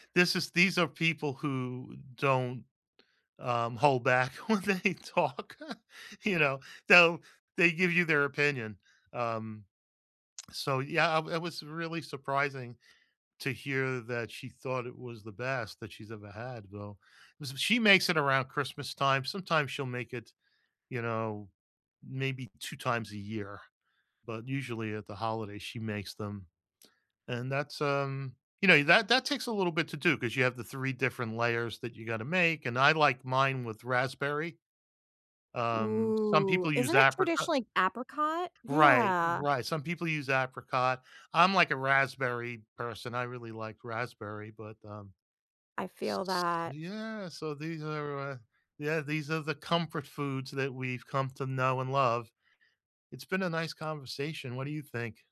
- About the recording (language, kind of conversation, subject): English, unstructured, What recipe or comfort food feels most like home to you, and what memories does it bring back?
- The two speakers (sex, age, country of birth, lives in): female, 30-34, United States, United States; male, 65-69, United States, United States
- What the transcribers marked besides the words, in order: laughing while speaking: "when they talk"; chuckle